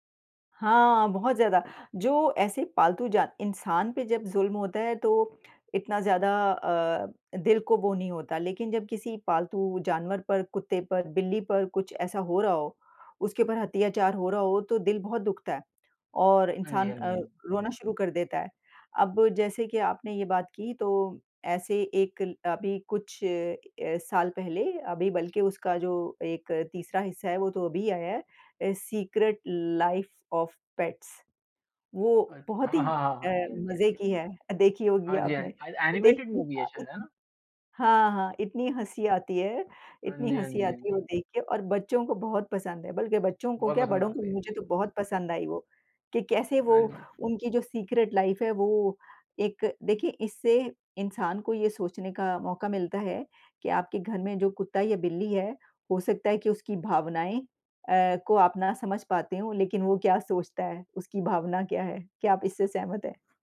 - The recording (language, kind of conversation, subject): Hindi, unstructured, क्या पालतू जानवरों के साथ समय बिताने से आपको खुशी मिलती है?
- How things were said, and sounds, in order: other noise; in English: "एनिमेटेड मूवी"; in English: "सीक्रेट लाइफ़"; other background noise